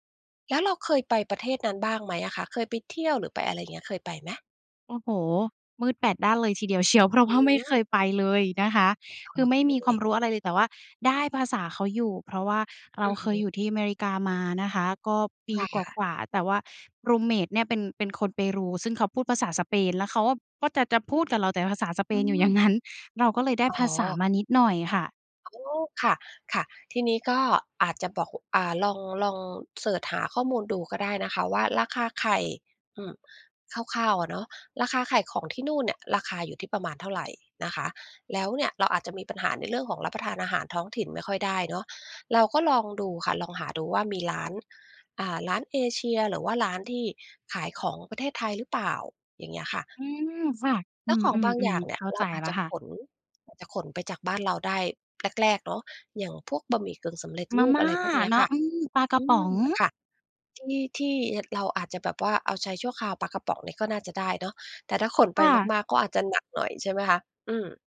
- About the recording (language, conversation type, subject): Thai, advice, คุณเครียดเรื่องค่าใช้จ่ายในการย้ายบ้านและตั้งหลักอย่างไรบ้าง?
- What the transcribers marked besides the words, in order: laughing while speaking: "เพราะว่า"; in English: "รูมเมต"; laughing while speaking: "อย่างงั้น"; tapping